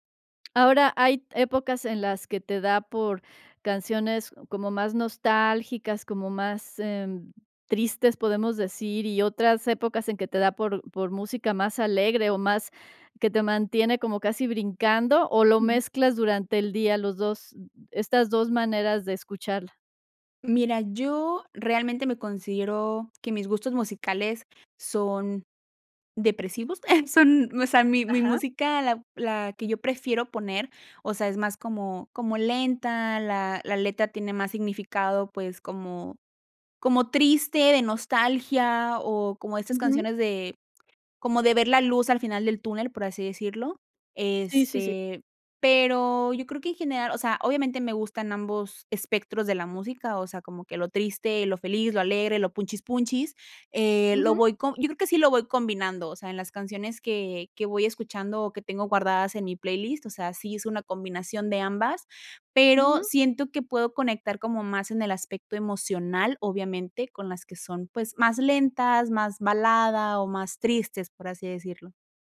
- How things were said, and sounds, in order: tapping; chuckle
- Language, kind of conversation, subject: Spanish, podcast, ¿Qué papel juega la música en tu vida para ayudarte a desconectarte del día a día?